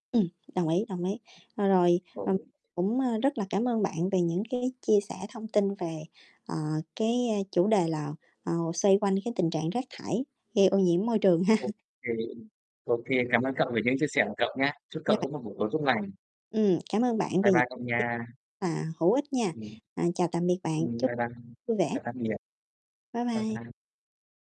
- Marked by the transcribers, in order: static; other background noise; tapping; distorted speech; laughing while speaking: "ha"; unintelligible speech
- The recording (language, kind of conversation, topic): Vietnamese, unstructured, Bạn nghĩ sao về tình trạng rác thải du lịch gây ô nhiễm môi trường?